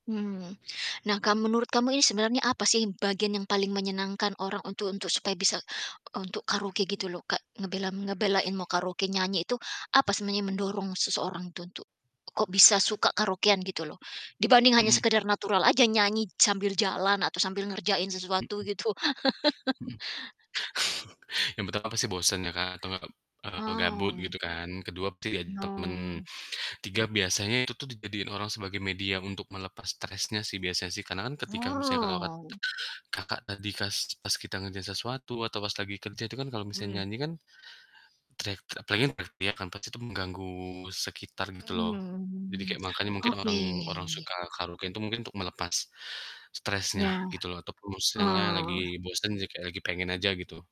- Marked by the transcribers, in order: other background noise; chuckle; distorted speech; drawn out: "Wow"; drawn out: "Mmm"; "misalnya" said as "musalnya"
- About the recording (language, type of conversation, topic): Indonesian, podcast, Lagu apa yang selalu kamu nyanyikan saat karaoke?